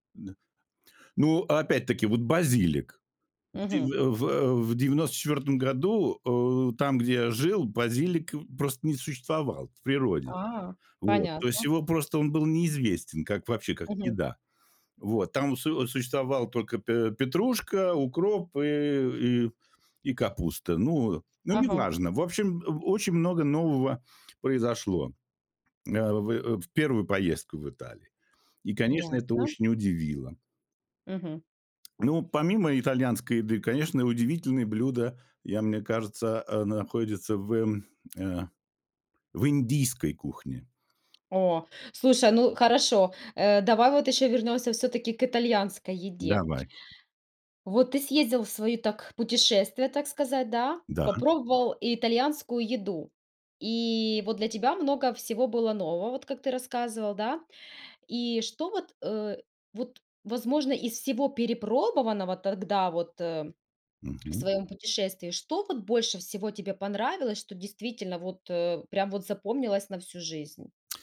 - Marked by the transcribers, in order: tapping
- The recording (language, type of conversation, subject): Russian, podcast, Какая еда за границей удивила тебя больше всего и почему?